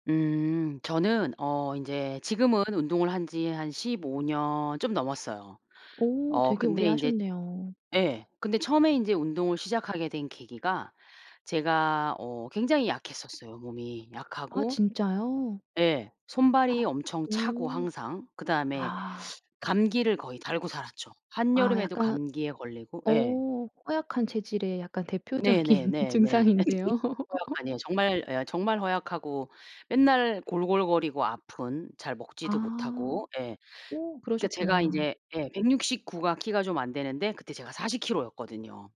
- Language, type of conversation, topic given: Korean, podcast, 운동이 회복 과정에서 어떤 역할을 했나요?
- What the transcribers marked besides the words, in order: other background noise; gasp; laughing while speaking: "대표적인 증상인데요"; unintelligible speech; laugh